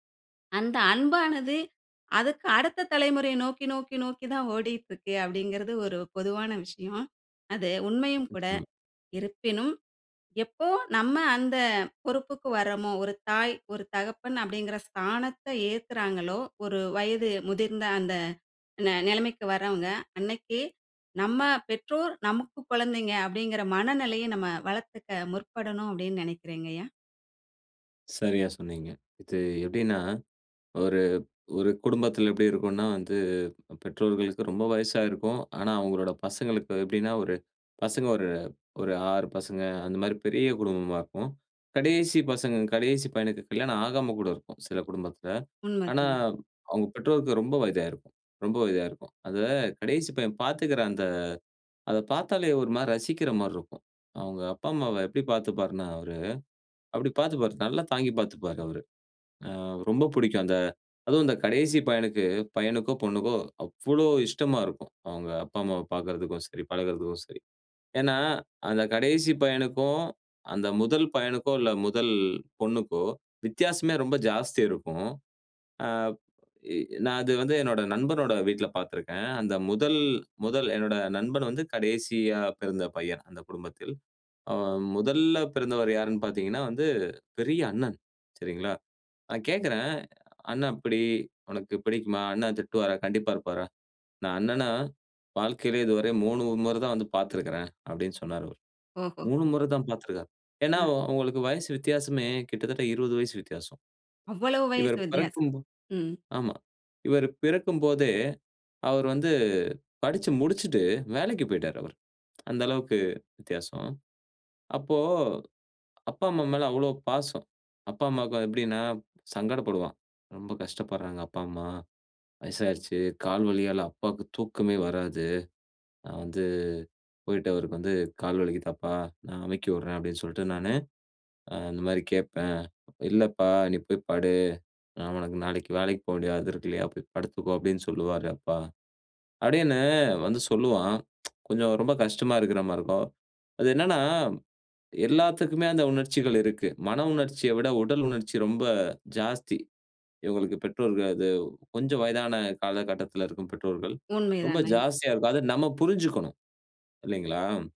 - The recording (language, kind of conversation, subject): Tamil, podcast, வயதான பெற்றோரைப் பார்த்துக் கொள்ளும் பொறுப்பை நீங்கள் எப்படிப் பார்க்கிறீர்கள்?
- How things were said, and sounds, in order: "அதுக்கு" said as "அதக்கு"; "நல்லா" said as "தல்லா"